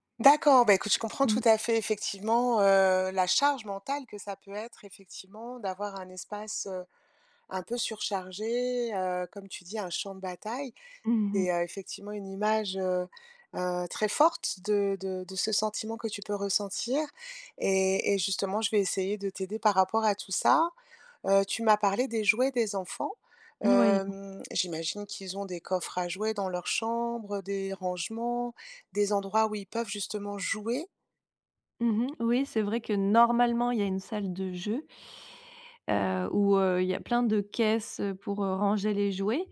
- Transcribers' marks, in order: stressed: "normalement"
- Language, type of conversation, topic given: French, advice, Comment puis-je créer une ambiance relaxante chez moi ?